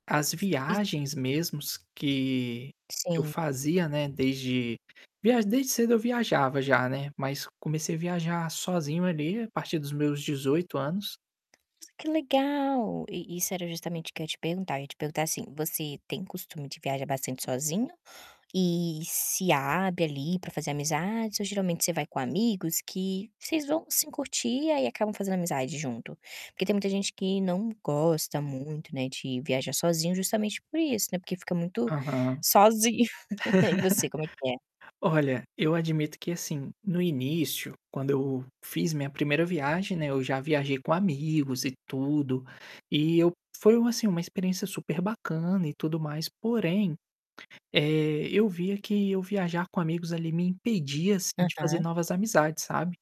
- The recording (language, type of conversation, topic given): Portuguese, podcast, O que viajar te ensinou sobre como fazer amigos rapidamente?
- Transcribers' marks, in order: static; tapping; unintelligible speech; distorted speech; laugh; laughing while speaking: "sozinho"; chuckle